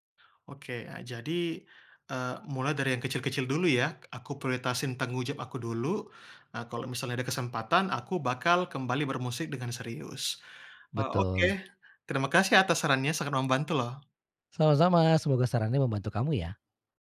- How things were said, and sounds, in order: none
- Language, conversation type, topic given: Indonesian, advice, Kapan kamu menyadari gairah terhadap hobi kreatifmu tiba-tiba hilang?